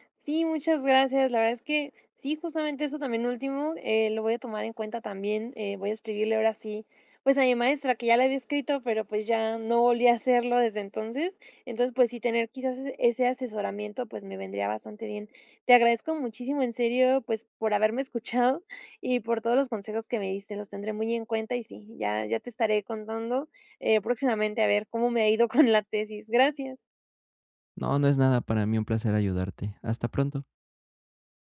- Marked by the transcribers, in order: laughing while speaking: "con la tesis"
- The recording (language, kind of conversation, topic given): Spanish, advice, ¿Cómo puedo dejar de procrastinar al empezar un proyecto y convertir mi idea en pasos concretos?